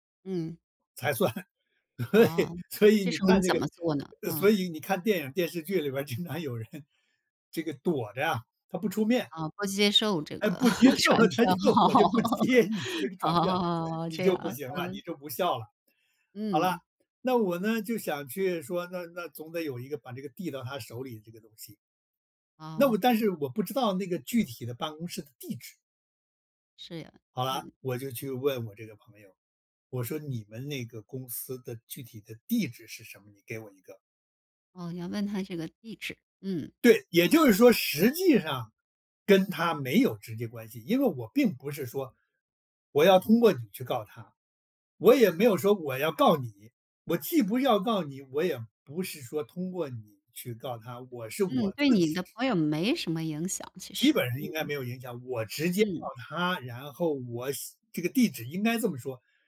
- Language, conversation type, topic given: Chinese, podcast, 我们该如何学会放下过去？
- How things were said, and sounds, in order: laughing while speaking: "才算。对，所以"; laughing while speaking: "经常有人"; laugh; laughing while speaking: "他就 我就不接你那个传票"; laughing while speaking: "传票"; laugh; other background noise